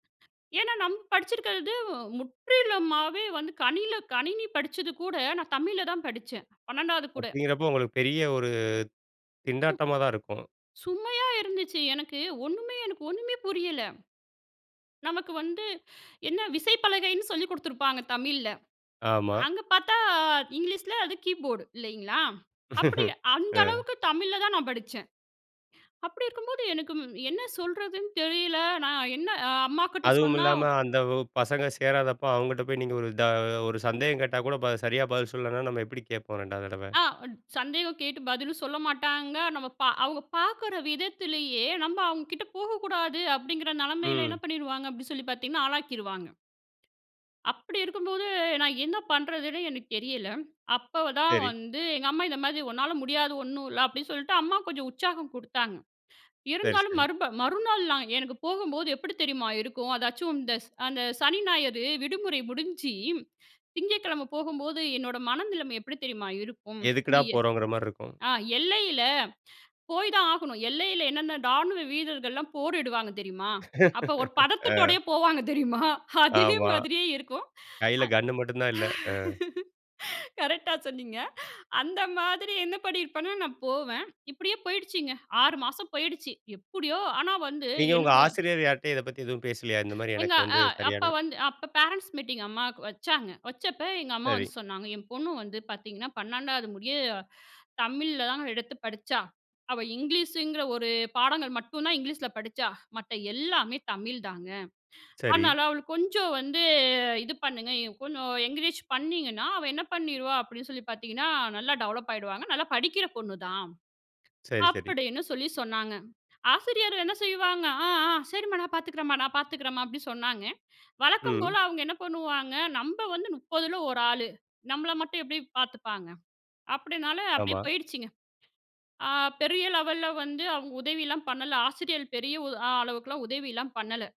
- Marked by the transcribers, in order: other background noise; other noise; in English: "இங்கிலீஷ்ல"; in English: "கீபோர்ட்"; laughing while speaking: "அ"; tapping; unintelligible speech; "ராணுவ" said as "டாணுவ"; laughing while speaking: "ஆ"; laughing while speaking: "தெரியுமா? அதே மாதிரியே இருக்கும். கரெக்ட்டா சொன்னீங்க. அந்த மாதிரி என்ன பண்ணியிருப்பேனா நான் போவேன்"; unintelligible speech; in English: "கரெக்ட்டா"; in English: "பேரன்ட்ஸ் மீட்டிங்"; in English: "இங்கிலீஷங்கிற"; in English: "இங்கிலீஷ்ல"; in English: "என்கரேஜ்"; in English: "டெவலப்"; in English: "லெவல்ல"; "ஆசிரியர்கள்" said as "ஆசிரியள்"
- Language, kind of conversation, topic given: Tamil, podcast, தனிமையாக இருக்கும்போது உங்களை எப்படி கவனித்துக்கொள்கிறீர்கள்?